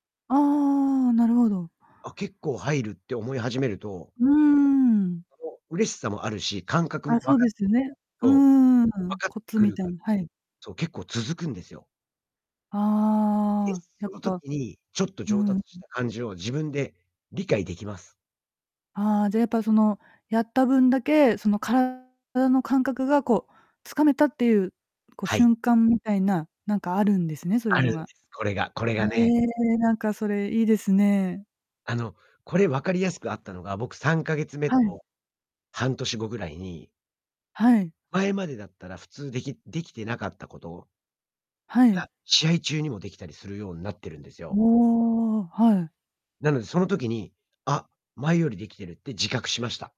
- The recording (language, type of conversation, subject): Japanese, podcast, 上達するためには、どのように練習すればいいですか？
- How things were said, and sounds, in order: distorted speech; unintelligible speech; unintelligible speech; static